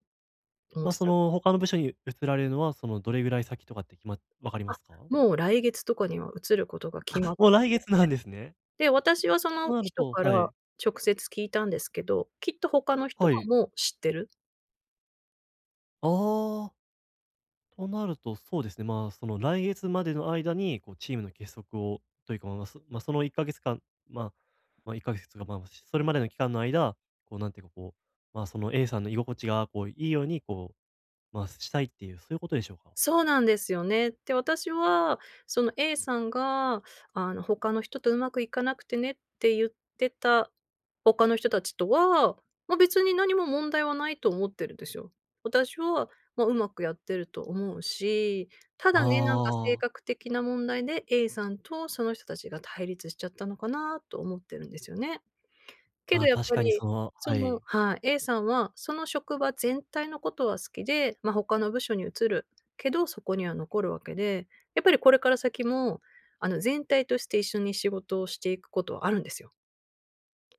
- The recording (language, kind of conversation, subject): Japanese, advice, チームの結束を高めるにはどうすればいいですか？
- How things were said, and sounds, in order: other background noise